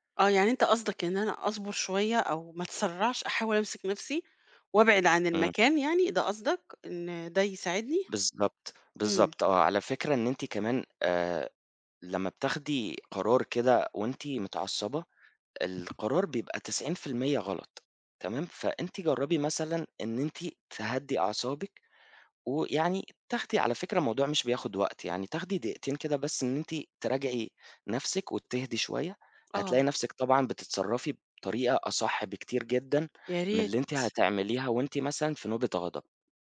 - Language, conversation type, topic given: Arabic, advice, إزاي بتتعامل مع نوبات الغضب السريعة وردود الفعل المبالغ فيها عندك؟
- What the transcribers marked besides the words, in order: tapping